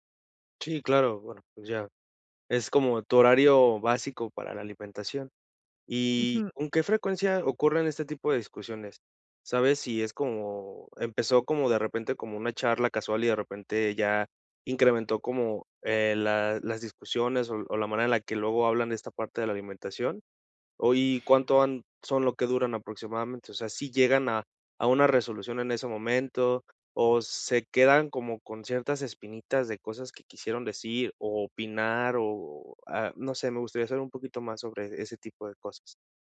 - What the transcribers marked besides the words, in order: none
- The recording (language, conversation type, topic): Spanish, advice, ¿Cómo podemos manejar las peleas en pareja por hábitos alimenticios distintos en casa?